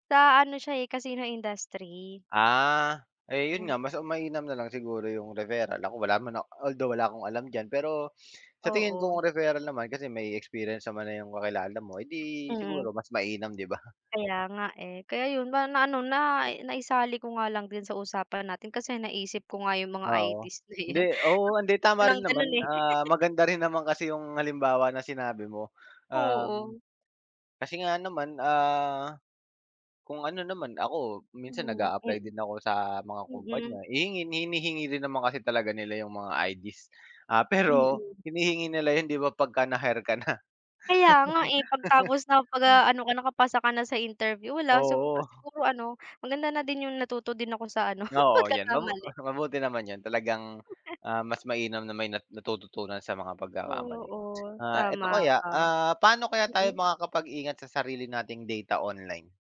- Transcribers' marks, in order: laughing while speaking: "na yan"; laugh; laugh; laughing while speaking: "ano"; laugh
- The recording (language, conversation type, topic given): Filipino, unstructured, Paano mo tinitingnan ang pag-abuso ng mga kumpanya sa pribadong datos ng mga tao?